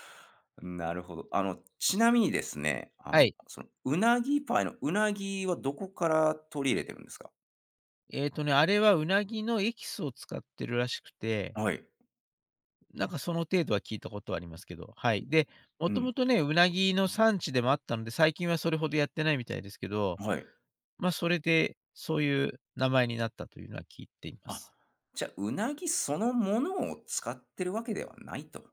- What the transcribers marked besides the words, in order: other noise
- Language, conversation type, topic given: Japanese, podcast, 地元の人しか知らない穴場スポットを教えていただけますか？